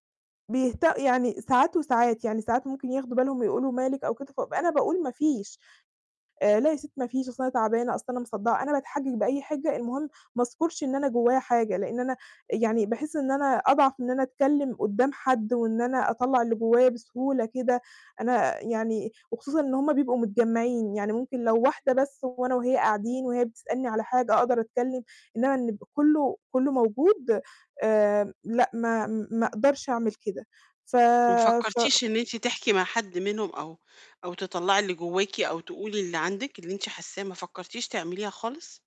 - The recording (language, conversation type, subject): Arabic, advice, إزاي أتعامل مع إحساس إني متساب برّه لما بكون في تجمعات مع الصحاب؟
- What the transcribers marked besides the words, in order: none